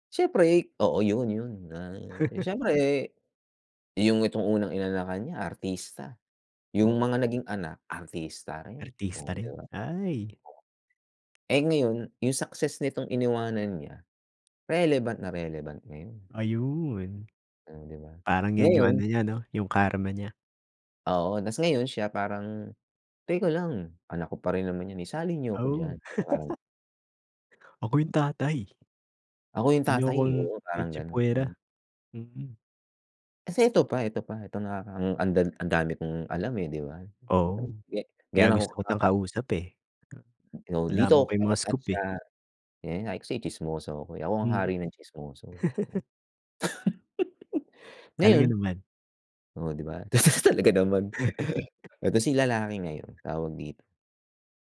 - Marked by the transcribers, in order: laugh; laugh; unintelligible speech; laugh; chuckle
- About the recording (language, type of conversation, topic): Filipino, unstructured, Ano ang opinyon mo tungkol sa mga artistang laging nasasangkot sa kontrobersiya?